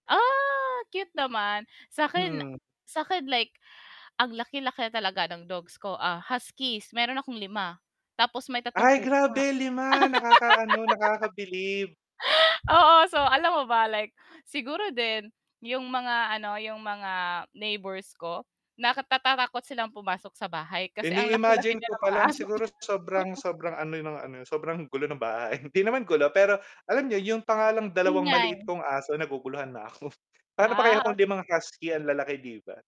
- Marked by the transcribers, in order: distorted speech; laugh; wind; chuckle; laughing while speaking: "sobrang gulo ng bahay"; static; other noise
- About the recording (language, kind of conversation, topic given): Filipino, unstructured, Paano mo naramdaman ang unang beses na naiwan kang mag-isa sa bahay?